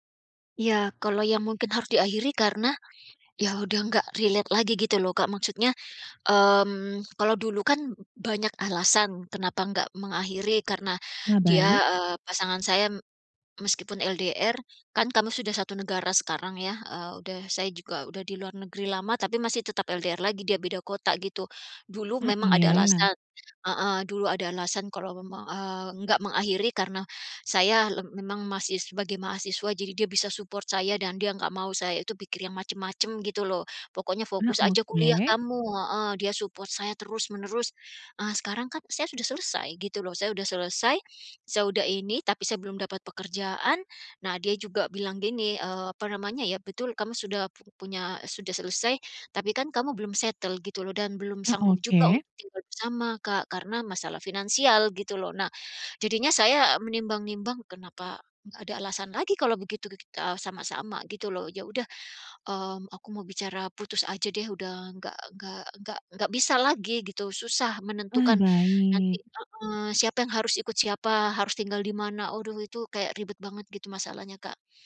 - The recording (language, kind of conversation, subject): Indonesian, advice, Bimbang ingin mengakhiri hubungan tapi takut menyesal
- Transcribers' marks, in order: in English: "relate"; in English: "support"; in English: "support"; in English: "settle"; tapping